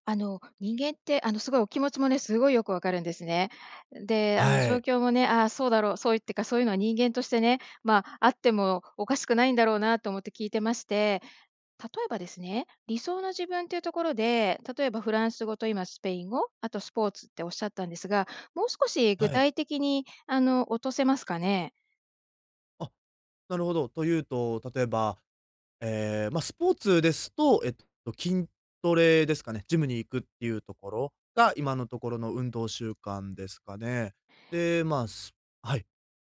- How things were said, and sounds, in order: other noise
- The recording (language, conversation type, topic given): Japanese, advice, 理想の自分と今の習慣にズレがあって続けられないとき、どうすればいいですか？